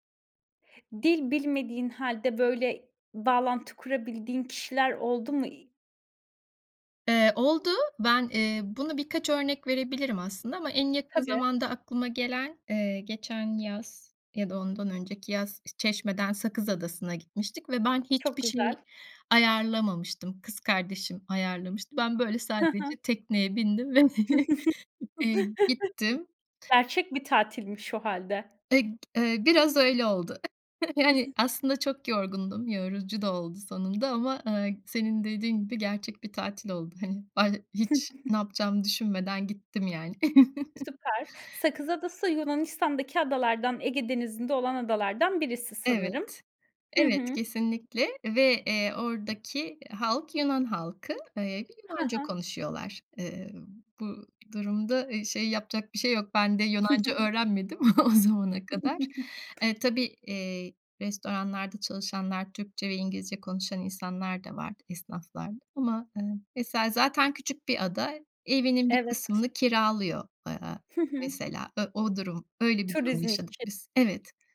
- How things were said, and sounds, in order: other noise; other background noise; tapping; chuckle; chuckle; chuckle; chuckle; chuckle
- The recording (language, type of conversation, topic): Turkish, podcast, Dilini bilmediğin hâlde bağ kurduğun ilginç biri oldu mu?